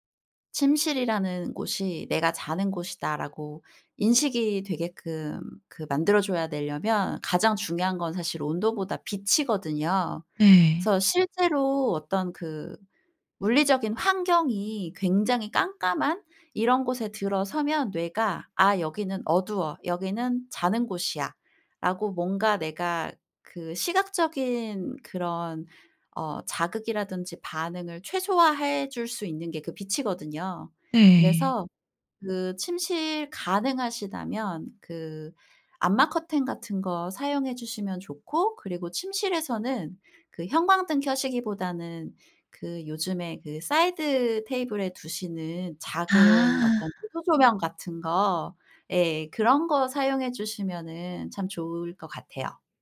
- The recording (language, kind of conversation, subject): Korean, podcast, 숙면을 돕는 침실 환경의 핵심은 무엇인가요?
- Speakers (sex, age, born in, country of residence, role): female, 30-34, South Korea, United States, host; female, 40-44, South Korea, South Korea, guest
- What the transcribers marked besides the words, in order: none